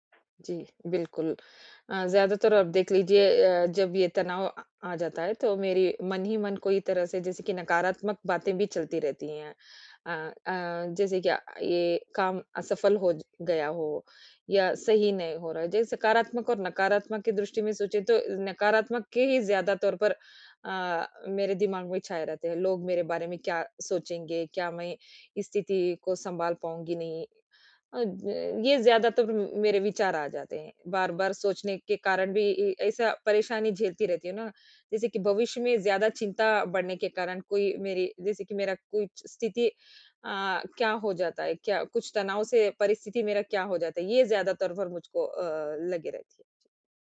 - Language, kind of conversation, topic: Hindi, advice, मैं कैसे पहचानूँ कि कौन-सा तनाव मेरे नियंत्रण में है और कौन-सा नहीं?
- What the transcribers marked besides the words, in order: none